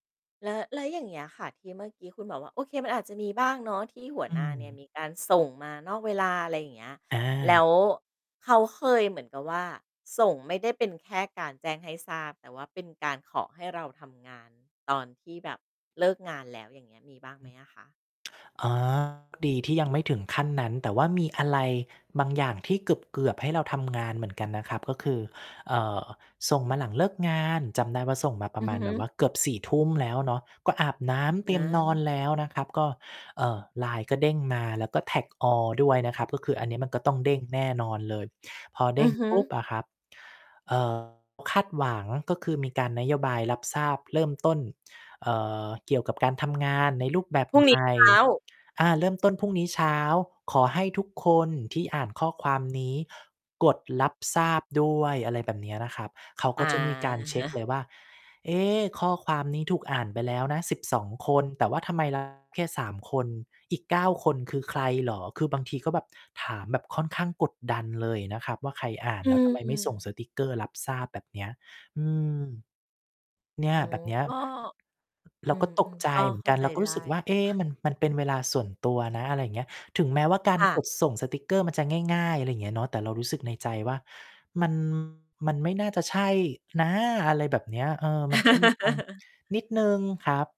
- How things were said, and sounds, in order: stressed: "ส่ง"; distorted speech; in English: "tag all"; chuckle; stressed: "นะ"; laugh
- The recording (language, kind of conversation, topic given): Thai, podcast, คุณจัดสมดุลระหว่างงานกับชีวิตส่วนตัวอย่างไรเพื่อให้ประสบความสำเร็จ?